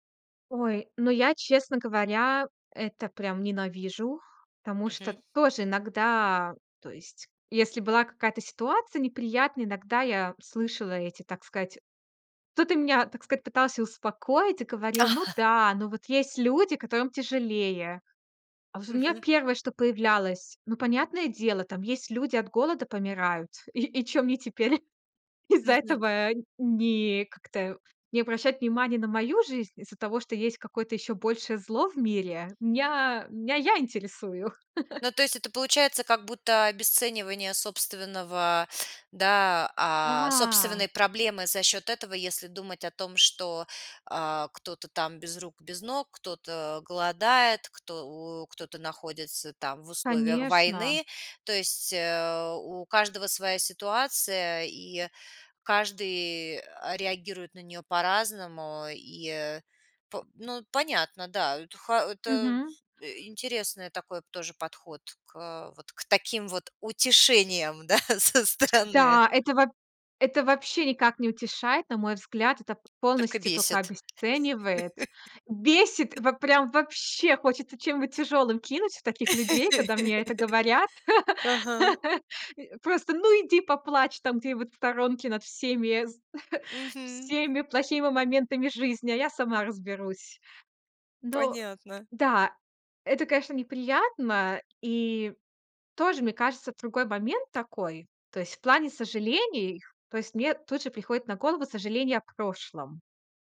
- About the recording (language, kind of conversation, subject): Russian, podcast, Как перестать надолго застревать в сожалениях?
- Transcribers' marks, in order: tapping; chuckle; chuckle; laughing while speaking: "да, со стороны"; other background noise; laugh; laugh; laugh; chuckle